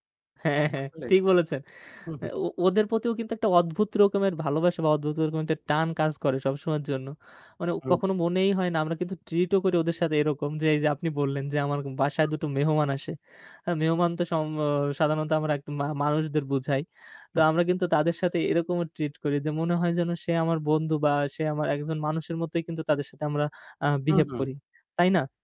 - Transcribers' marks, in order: laughing while speaking: "হ্যাঁ, হ্যাঁ ঠিক বলেছেন"; static
- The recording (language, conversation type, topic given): Bengali, unstructured, তোমার মতে ভালোবাসা কী ধরনের অনুভূতি?